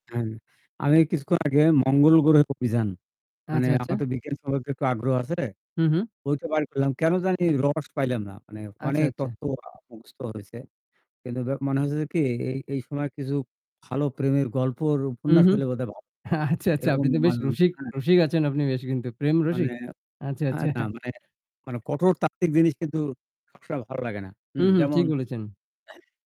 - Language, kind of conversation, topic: Bengali, unstructured, কঠিন সময়ে তুমি কীভাবে নিজেকে সামলাও?
- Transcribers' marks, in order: distorted speech; "আচ্ছা, আচ্ছা" said as "আচ্চাচ্চা"; "আচ্ছা, আচ্ছা" said as "আচ্চাচ্চা"; other background noise; laughing while speaking: "আচ্চাচ্চা, আপনি তো বেশ"; "আচ্ছা, আচ্ছা" said as "আচ্চাচ্চা"; unintelligible speech; static; "আচ্ছা, আচ্ছা" said as "আচ্চাচ্চা"; chuckle; "বলেছেন" said as "বলেচেন"